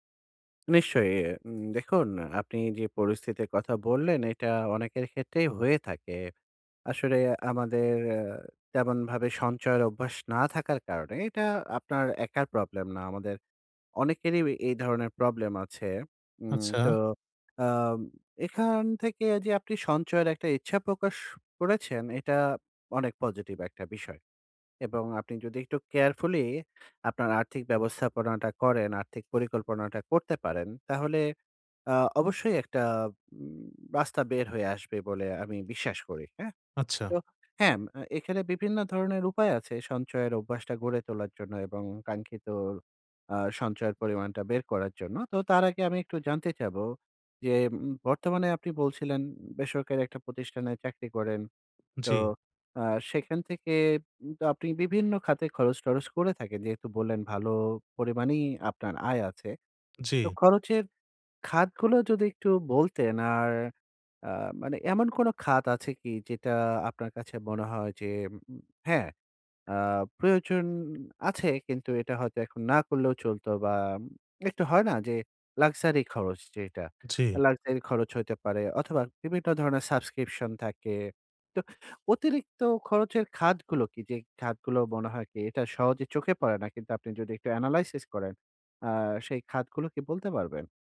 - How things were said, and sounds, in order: in English: "কেয়ারফুলি"; in English: "লাক্সারি"; in English: "লাক্সারি"; in English: "সাবস্ক্রিপশন"; in English: "এনালাইসিস"
- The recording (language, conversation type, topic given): Bengali, advice, আমি কীভাবে আয় বাড়লেও দীর্ঘমেয়াদে সঞ্চয় বজায় রাখতে পারি?
- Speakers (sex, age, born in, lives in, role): male, 25-29, Bangladesh, Bangladesh, user; male, 40-44, Bangladesh, Finland, advisor